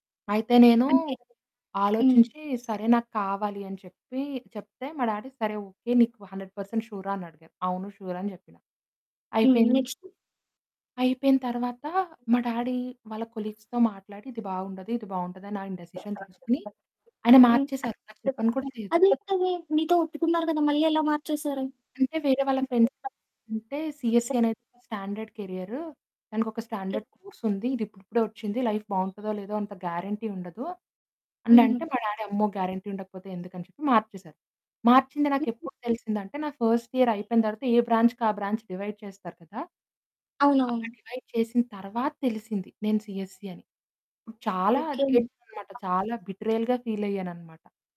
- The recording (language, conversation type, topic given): Telugu, podcast, అమ్మా లేదా నాన్నకు చెప్పకుండా తీసుకున్న ఒక నిర్ణయం మీ జీవితం ఎలా మార్చింది?
- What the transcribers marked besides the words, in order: other background noise; in English: "డాడీ"; in English: "హండ్రెడ్ పర్సెంట్"; in English: "ష్యూర్"; in English: "నెక్స్ట్?"; in English: "డాడీ"; in English: "కొలీగ్స్‌తో"; in English: "డిసిషన్"; unintelligible speech; distorted speech; static; in English: "ఫ్రెండ్స్"; unintelligible speech; in English: "సీఎస్‌సీ"; other noise; in English: "స్టాండర్డ్"; in English: "స్టాండర్డ్ కోర్స్"; in English: "లైఫ్"; in English: "గ్యారంటీ"; in English: "డాడీ"; in English: "గ్యారంటీ"; unintelligible speech; in English: "ఫస్ట్ ఇయర్"; in English: "బ్రాంచ్‌కి"; in English: "బ్రాంచ్ డివైడ్"; in English: "డివైడ్"; in English: "సీఎస్‌సీ"; in English: "బిట్రేయల్‌గా ఫీల్"